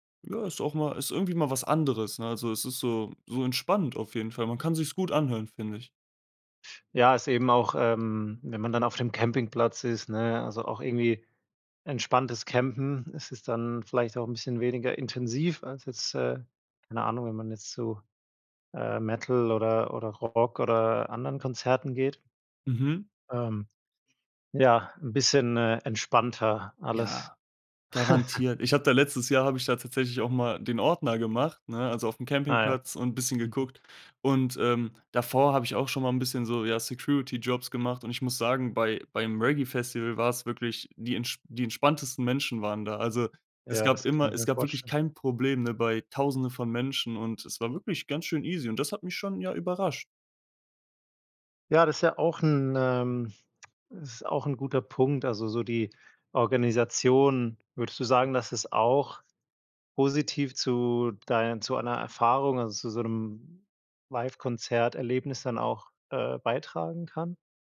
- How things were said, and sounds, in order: laugh; lip smack
- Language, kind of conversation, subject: German, podcast, Was macht für dich ein großartiges Live-Konzert aus?